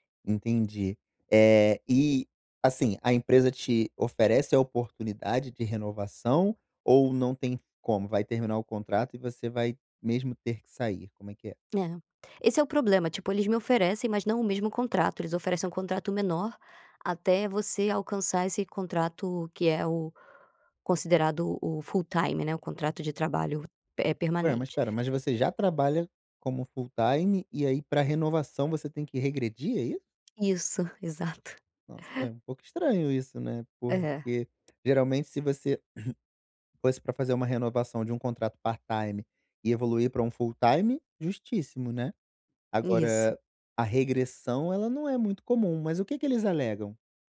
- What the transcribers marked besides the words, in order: in English: "full time"; in English: "full time"; throat clearing; in English: "part time"; in English: "full time"
- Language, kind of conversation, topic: Portuguese, advice, Como posso ajustar meus objetivos pessoais sem me sobrecarregar?